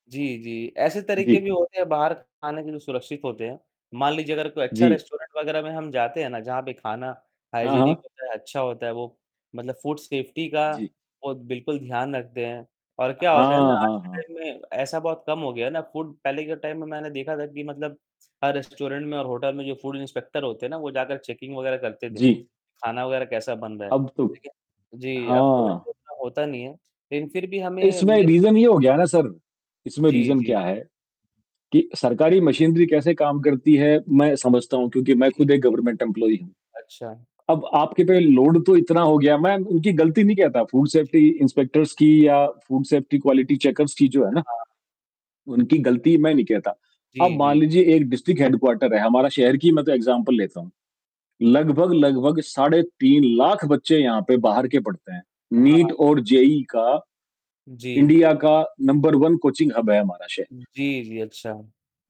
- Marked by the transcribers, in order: static; distorted speech; in English: "रेस्टोरेंट"; in English: "हाइजीनिक"; in English: "फूड सेफ्टी"; in English: "टाइम"; in English: "फूड"; in English: "टाइम"; in English: "रेस्टोरेंट"; in English: "होटल"; in English: "फूड इंस्पेक्टर"; in English: "चेकिंग"; in English: "रीज़न"; in English: "रीज़न"; in English: "मशीनरी"; in English: "गवर्नमेंट एम्प्लॉयी"; in English: "लोड"; in English: "फूड सेफ्टी इंस्पेक्टर्स"; in English: "फूड सेफ्टी क्वालिटी चेकर्स"; in English: "डिस्ट्रिक्ट हेडक्वार्टर"; in English: "एग्ज़ाम्पल"; in English: "नीट"; in English: "जेईई"; in English: "इंडिया"; in English: "नंबर वन कोचिंग हब"
- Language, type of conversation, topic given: Hindi, unstructured, बाहर का खाना खाने में आपको सबसे ज़्यादा किस बात का डर लगता है?
- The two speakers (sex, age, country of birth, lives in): female, 40-44, India, India; male, 18-19, India, India